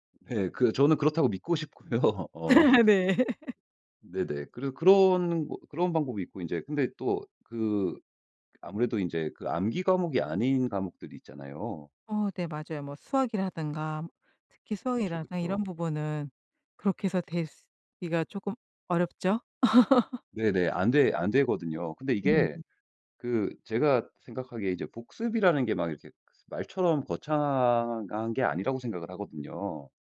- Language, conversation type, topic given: Korean, podcast, 효과적으로 복습하는 방법은 무엇인가요?
- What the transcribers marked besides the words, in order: laughing while speaking: "네"; laughing while speaking: "싶고요"; laugh; laughing while speaking: "네"; laugh; tapping; laugh